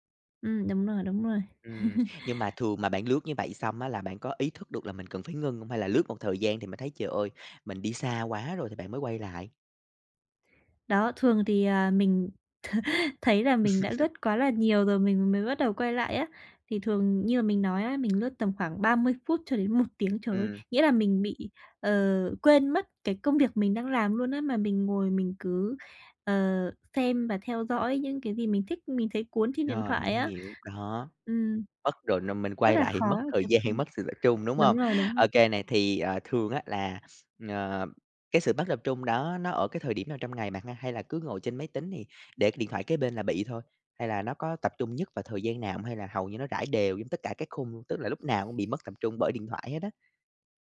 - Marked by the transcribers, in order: chuckle; chuckle; other background noise; tapping; laughing while speaking: "gian"
- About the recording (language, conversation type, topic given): Vietnamese, advice, Làm thế nào để duy trì sự tập trung lâu hơn khi học hoặc làm việc?